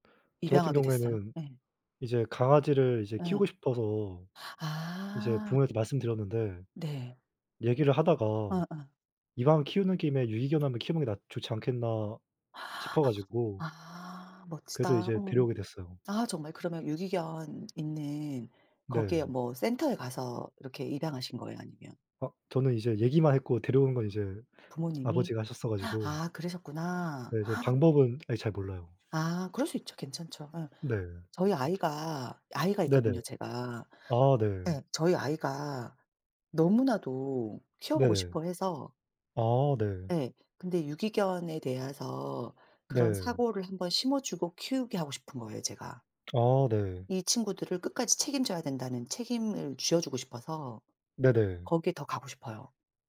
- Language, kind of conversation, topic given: Korean, unstructured, 봉사활동을 해본 적이 있으신가요? 가장 기억에 남는 경험은 무엇인가요?
- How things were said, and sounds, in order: other background noise; inhale; gasp